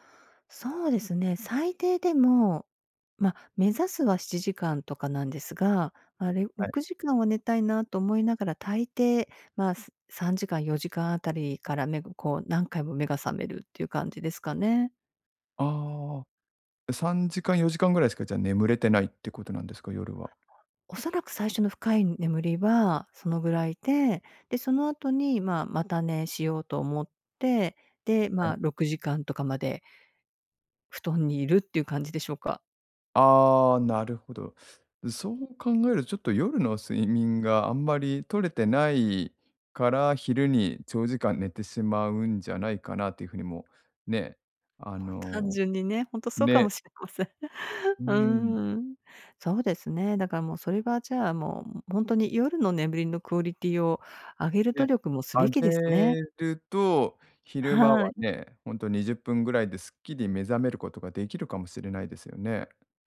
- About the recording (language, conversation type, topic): Japanese, advice, 短時間の昼寝で疲れを早く取るにはどうすればよいですか？
- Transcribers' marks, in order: laughing while speaking: "ほんとそうかもしれません"